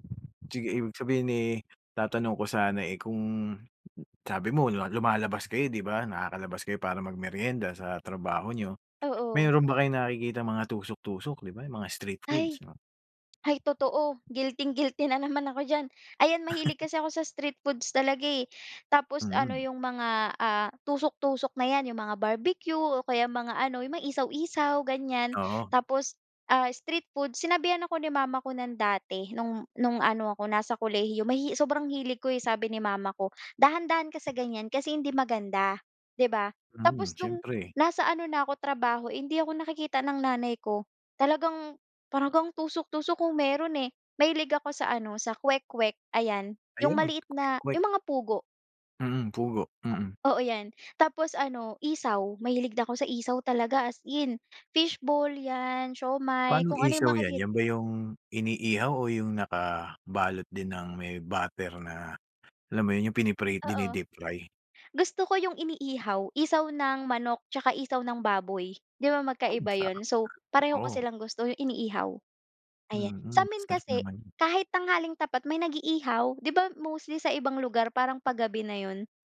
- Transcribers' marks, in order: other background noise; tapping; laugh
- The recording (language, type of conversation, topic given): Filipino, podcast, Ano ang ginagawa mo kapag nagugutom ka at gusto mong magmeryenda pero masustansiya pa rin?